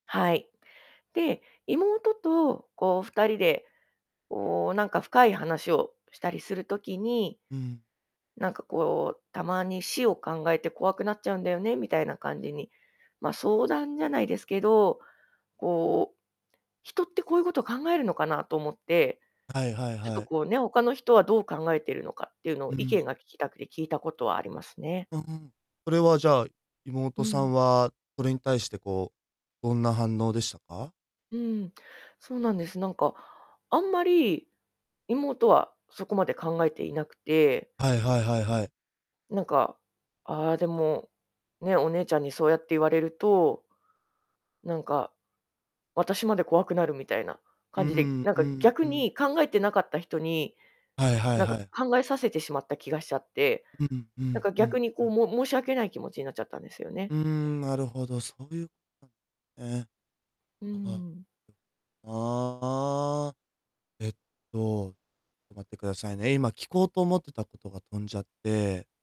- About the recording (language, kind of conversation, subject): Japanese, advice, 老いや死を意識してしまい、人生の目的が見つけられないと感じるのはなぜですか？
- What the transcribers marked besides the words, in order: distorted speech; other background noise